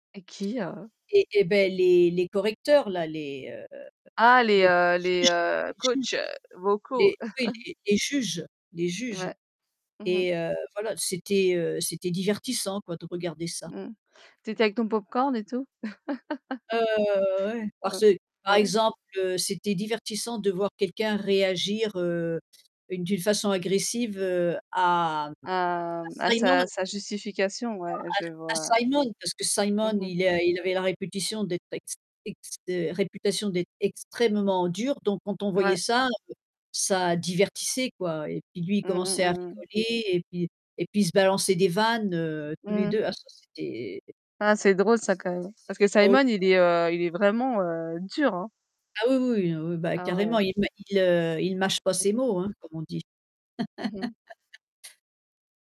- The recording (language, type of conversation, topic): French, unstructured, Que penses-tu des émissions de télé-réalité qui humilient leurs participants ?
- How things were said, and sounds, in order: static; distorted speech; chuckle; laugh; other background noise; stressed: "dur"; tapping; laugh